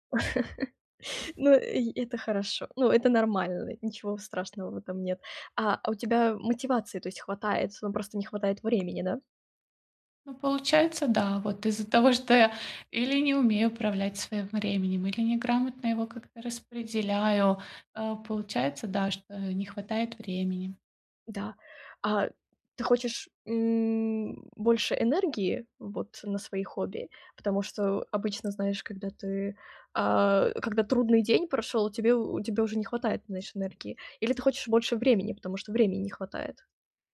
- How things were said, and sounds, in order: laugh; tapping
- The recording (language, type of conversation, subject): Russian, advice, Как снова найти время на хобби?
- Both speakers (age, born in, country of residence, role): 20-24, Ukraine, Germany, advisor; 35-39, Ukraine, Bulgaria, user